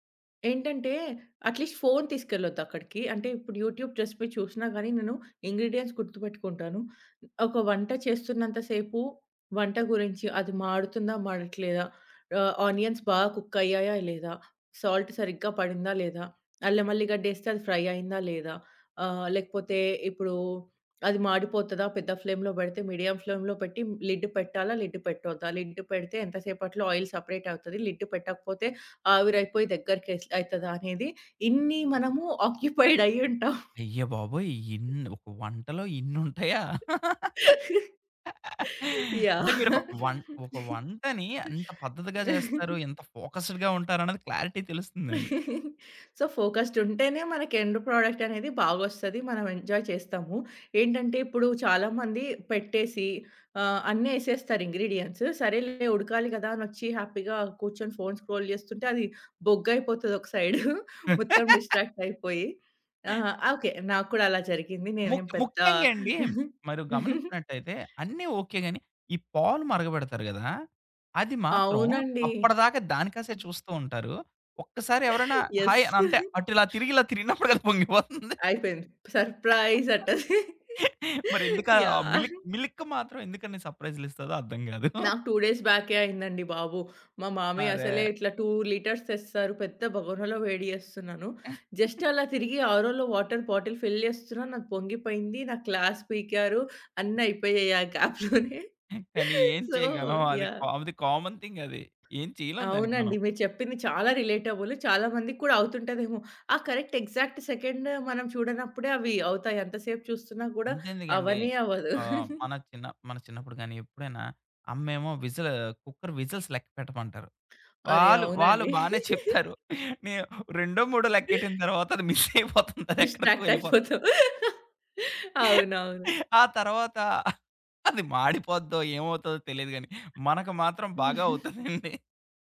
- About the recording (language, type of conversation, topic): Telugu, podcast, మనసుకు నచ్చే వంటకం ఏది?
- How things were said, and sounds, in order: in English: "అట్‌లీస్ట్"; in English: "యూట్యూబ్ రెసిపీ"; in English: "ఇంగ్రీడియెంట్స్"; in English: "ఆనియన్స్"; in English: "కుక్"; in English: "సాల్ట్"; in English: "ఫ్రై"; in English: "ఫ్లేమ్‌లో"; in English: "మీడియం ఫ్లేమ్‌లో"; in English: "లిడ్"; in English: "లిడ్"; in English: "లిడ్"; in English: "ఆయిల్ సెపరేట్"; in English: "లిడ్"; tapping; chuckle; in English: "ఆక్యుపైడ్"; other background noise; laugh; in English: "ఫోకస్డ్‌గా"; chuckle; in English: "క్లారిటీ"; chuckle; in English: "సో, ఫోకస్డ్"; in English: "ఎండ్ ప్రొడక్ట్"; in English: "ఎంజాయ్"; in English: "ఇంగ్రీడియెంట్స్"; in English: "హ్యాపీగా"; in English: "ఫోన్ స్క్రోల్"; laugh; chuckle; in English: "సైడ్"; in English: "డిస్ట్రాక్ట్"; giggle; chuckle; in English: "హాయ్"; in English: "యెస్"; laughing while speaking: "తిరిగినప్పుడుకది పొంగిపోతుంది"; laugh; in English: "సర్ప్రైజ్"; in English: "మిల్క్ మిల్క్"; laughing while speaking: "అంటది. యాహ్!"; giggle; in English: "టూ డేస్"; in English: "టూ లిటర్స్"; giggle; in English: "జస్ట్"; in English: "ఆరోలో వాటర్ బాటిల్ ఫిల్"; in English: "క్లాస్"; chuckle; in English: "గ్యాప్‌లోనే సో"; in English: "కామన్ థింగ్"; in English: "రిలేటబుల్"; in English: "కరెక్ట్ ఎగ్జాక్ట్ సెకండ్"; chuckle; in English: "విజిల్ కుక్కర్ విజజిల్స్"; chuckle; laughing while speaking: "తరువాత అది మిస్ అయిపోతుంది. అది ఎక్కడికో వెళ్ళిపోతుంది"; in English: "మిస్"; in English: "డిస్ట్రాక్ట్"; laughing while speaking: "అయిపోతాం"; chuckle; chuckle; laughing while speaking: "అవుతాదండి"